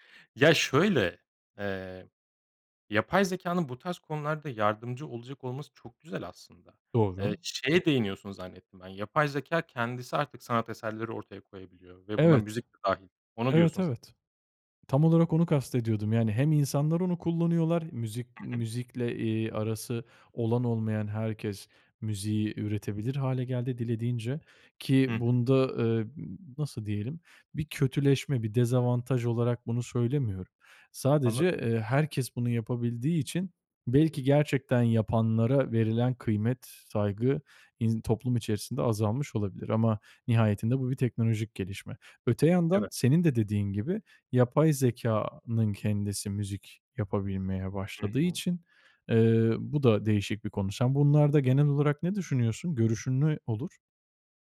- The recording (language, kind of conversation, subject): Turkish, podcast, Bir şarkıda seni daha çok melodi mi yoksa sözler mi etkiler?
- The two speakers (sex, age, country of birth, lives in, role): male, 25-29, Turkey, Italy, host; male, 35-39, Turkey, Germany, guest
- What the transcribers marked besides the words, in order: none